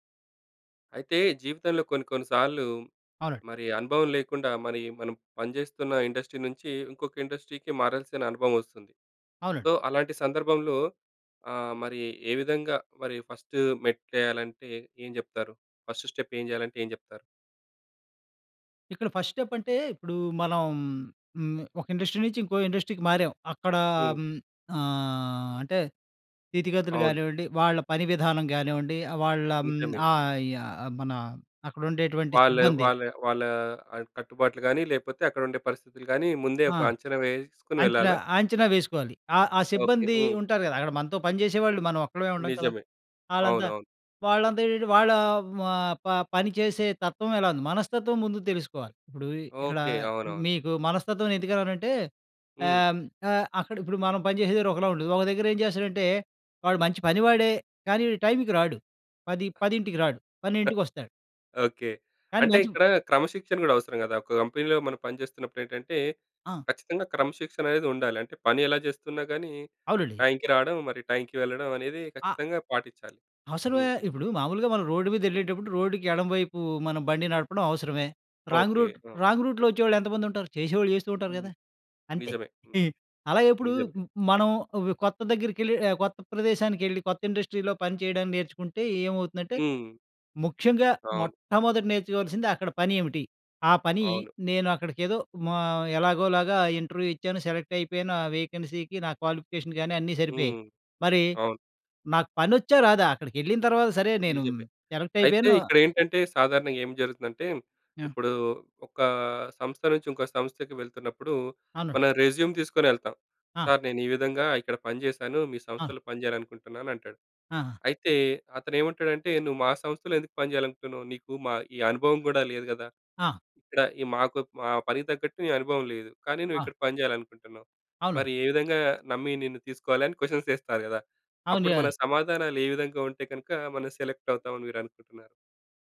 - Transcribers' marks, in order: in English: "ఇండస్ట్రీ"; in English: "ఇండస్ట్రీకి"; in English: "సో"; in English: "ఫస్ట్"; in English: "ఫస్ట్ స్టెప్"; in English: "ఫస్ట్ స్టెప్"; in English: "ఇండస్ట్రీ"; in English: "ఇండస్ట్రీకి"; tapping; other background noise; chuckle; in English: "కంపెనీ‌లో"; in English: "రాంగ్ రూట్, రాంగ్ రూట్‌లో"; chuckle; in English: "ఇండస్ట్రీలో"; in English: "సెలెక్ట్"; in English: "వేకెన్సీకి"; in English: "క్వాలిఫికేషన్"; in English: "సెలెక్ట్"; in English: "రెజ్యూమ్"; in English: "క్వశ్చన్స్"; in English: "సెలెక్ట్"
- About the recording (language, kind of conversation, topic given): Telugu, podcast, అనుభవం లేకుండా కొత్త రంగానికి మారేటప్పుడు మొదట ఏవేవి అడుగులు వేయాలి?